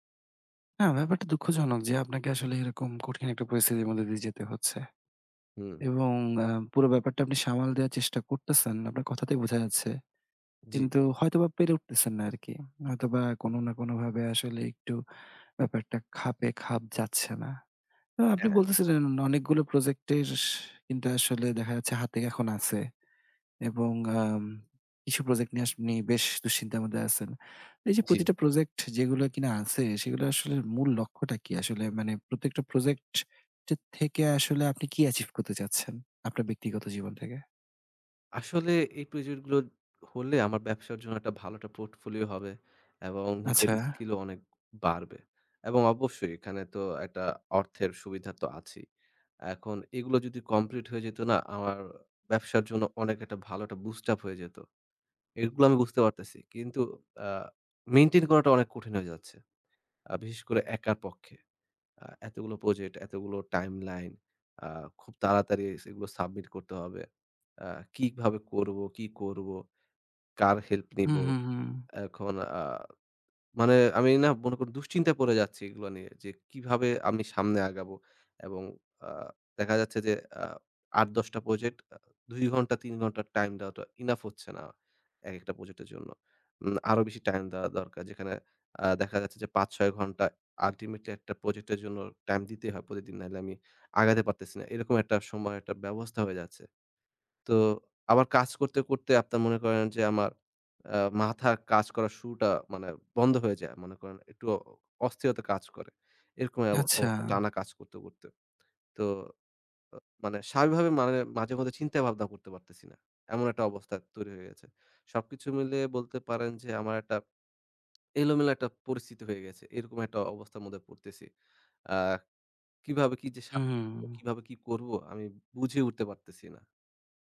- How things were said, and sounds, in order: other background noise; "প্রজেক্ট" said as "প্রজর"; tapping
- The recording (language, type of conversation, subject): Bengali, advice, আমি অনেক প্রজেক্ট শুরু করি, কিন্তু কোনোটাই শেষ করতে পারি না—এর কারণ কী?